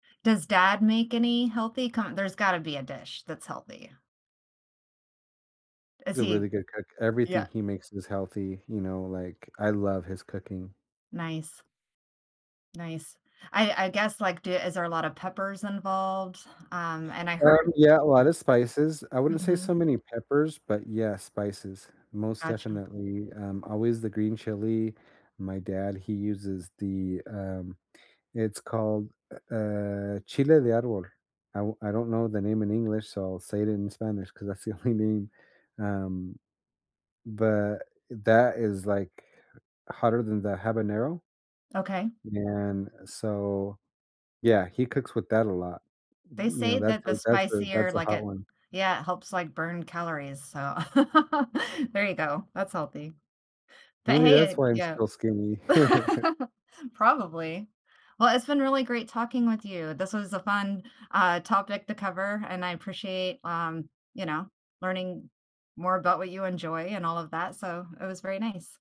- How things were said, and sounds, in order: other background noise; in Spanish: "chile de árbol"; laughing while speaking: "that's the only"; laugh; tapping; laugh; chuckle
- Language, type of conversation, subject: English, unstructured, What is the key to making meals healthier?
- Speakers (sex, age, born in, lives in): female, 50-54, United States, United States; male, 45-49, United States, United States